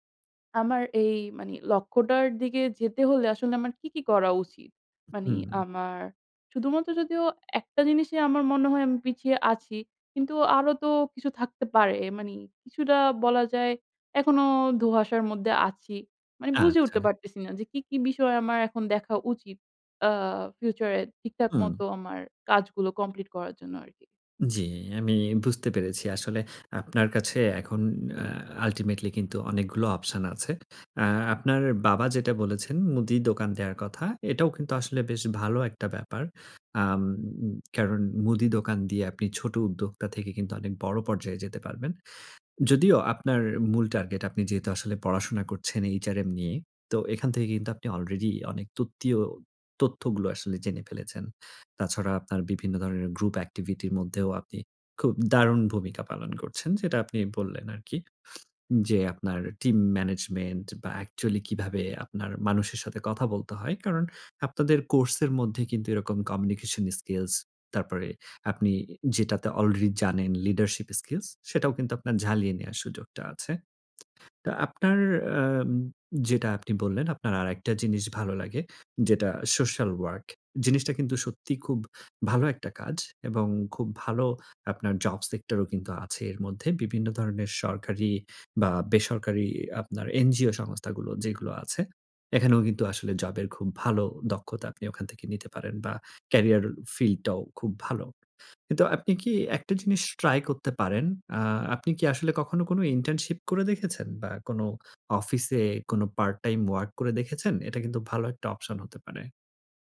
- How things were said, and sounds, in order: "দিকে" said as "দিগে"; "মানে" said as "মানি"; in English: "ultimately"; in English: "group activity"; tapping; in English: "team management"; in English: "actually"; in English: "communication skills"; in English: "leadership skills"; in English: "social work"; in English: "job sector"; in English: "carrier field"; in English: "internship"; in English: "part time work"
- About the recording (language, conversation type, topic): Bengali, advice, আমি কীভাবে সঠিকভাবে লক্ষ্য নির্ধারণ করতে পারি?